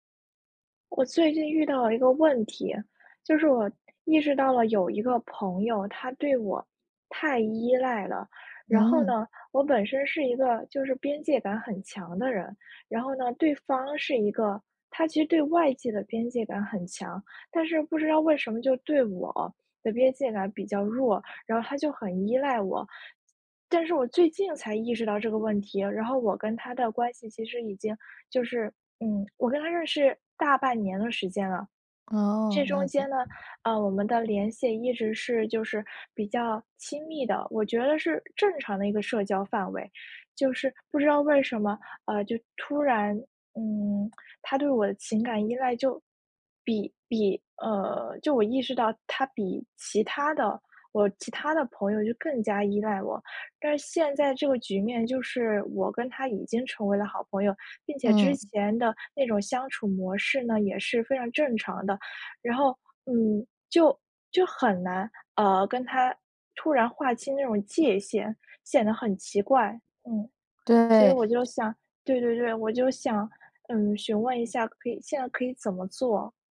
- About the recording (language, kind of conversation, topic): Chinese, advice, 当朋友过度依赖我时，我该如何设定并坚持界限？
- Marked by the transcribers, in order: tapping; other background noise